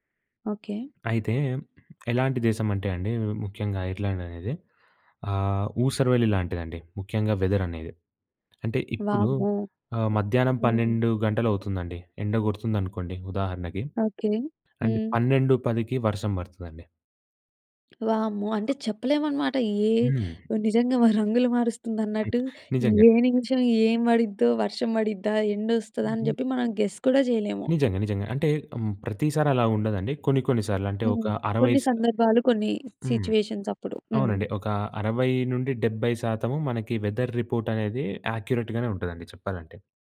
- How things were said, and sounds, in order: other background noise; in English: "వెదర్"; tapping; in English: "గెస్"; in English: "సిట్యుయేషన్స్"; in English: "వెదర్ రిపోర్ట్"; in English: "ఆక్యురేట్"
- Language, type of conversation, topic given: Telugu, podcast, వలస వెళ్లినప్పుడు మీరు ఏదైనా కోల్పోయినట్టుగా అనిపించిందా?